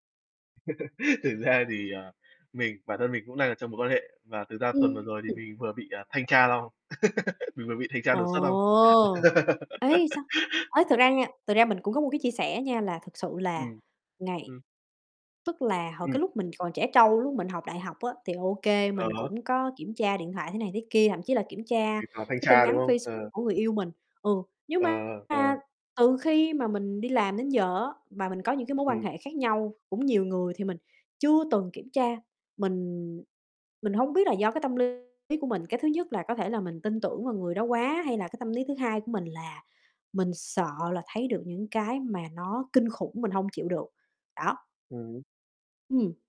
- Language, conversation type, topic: Vietnamese, unstructured, Có nên kiểm soát điện thoại của người yêu không?
- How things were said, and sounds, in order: chuckle; laughing while speaking: "Thực ra"; distorted speech; giggle; drawn out: "Ồ!"; giggle; tapping